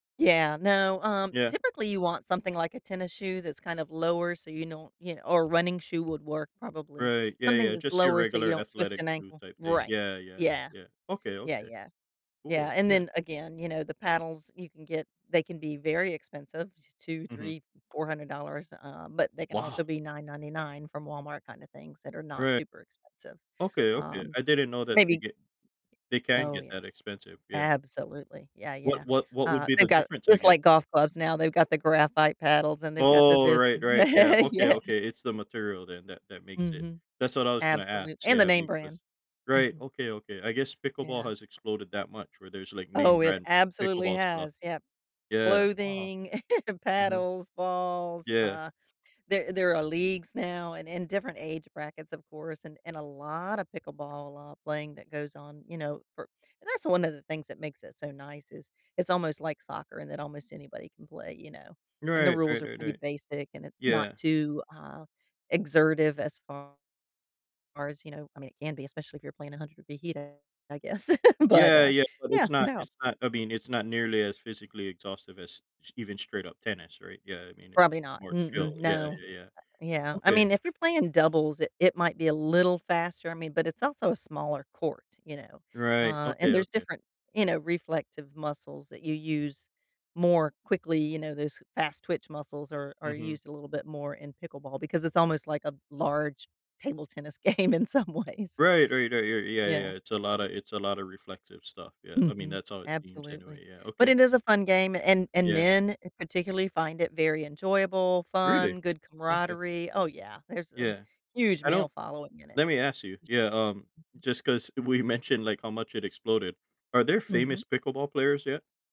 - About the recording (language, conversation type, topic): English, advice, How can I balance work and personal life without feeling constantly stressed?
- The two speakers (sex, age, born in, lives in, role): female, 60-64, United States, United States, advisor; male, 40-44, United States, United States, user
- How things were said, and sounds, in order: "don't" said as "non't"; other background noise; laughing while speaking: "yeah, yeah"; chuckle; tapping; chuckle; laughing while speaking: "game in some ways"; laughing while speaking: "we"